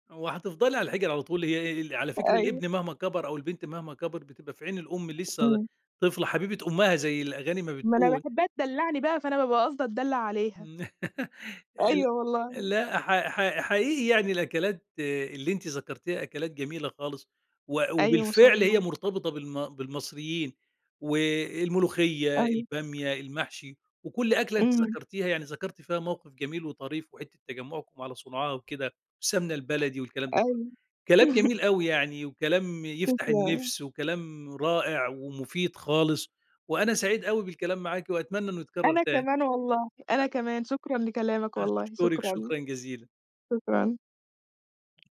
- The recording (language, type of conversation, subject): Arabic, podcast, إيه الأكلة اللي بتفكّرك بأصلك؟
- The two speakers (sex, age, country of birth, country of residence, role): female, 20-24, Egypt, Egypt, guest; male, 50-54, Egypt, Egypt, host
- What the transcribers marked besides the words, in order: tapping; laugh; chuckle